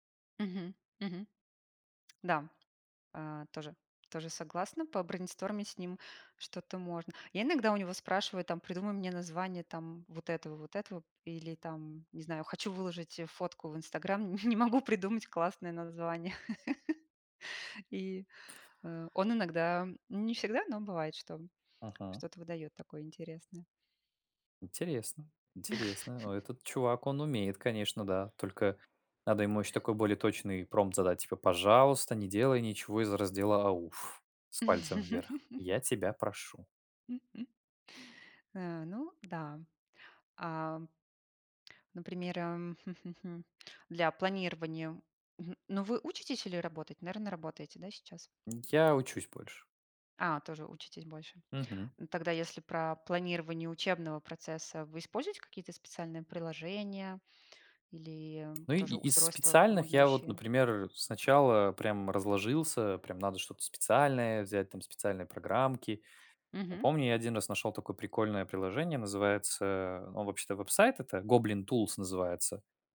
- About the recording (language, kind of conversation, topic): Russian, unstructured, Как технологии изменили ваш подход к обучению и саморазвитию?
- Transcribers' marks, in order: tapping; laughing while speaking: "не могу придумать"; laugh; laugh; laugh; laugh